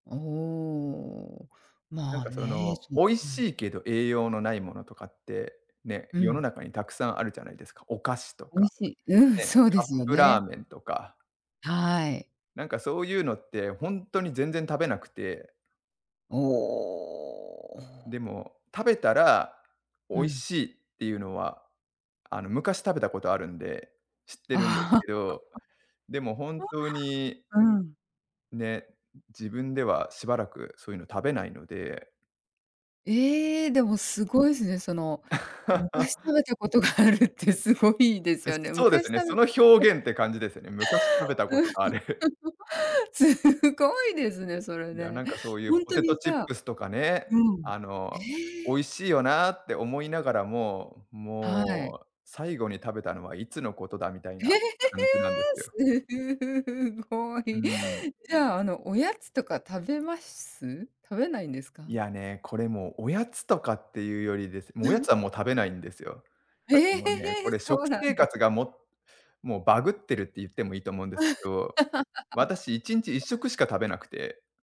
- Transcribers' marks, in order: tapping; other noise; drawn out: "おお"; laugh; laugh; laugh; laughing while speaking: "す"; chuckle; surprised: "へへ、へ、へ！すふ ふ ふごい！"; laugh; laugh
- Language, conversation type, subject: Japanese, advice, 食べ物に対する罪悪感や厳しい食のルールが強くてつらいとき、どうしたら楽になれますか？